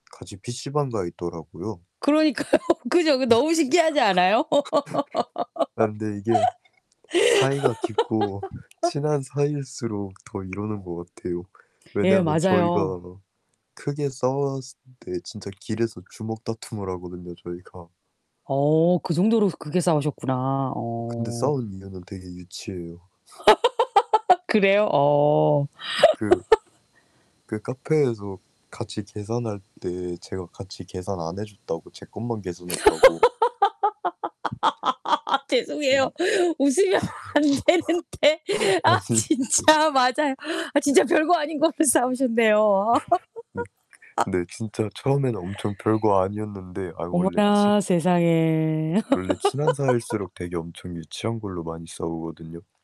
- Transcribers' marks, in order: laughing while speaking: "그러니까요. 그죠? 그 너무 신기하지 않아요?"; laughing while speaking: "그래서"; laugh; other background noise; laugh; "크게" said as "그게"; laugh; scoff; laughing while speaking: "그래요?"; static; laugh; tapping; laugh; laughing while speaking: "죄송해요. 웃으면 안 되는데. 아 … 아닌 걸로 싸우셨네요"; background speech; laugh; laughing while speaking: "아니"; laugh; laugh
- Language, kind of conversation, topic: Korean, unstructured, 다툰 뒤에는 보통 어떻게 화해하는 편인가요?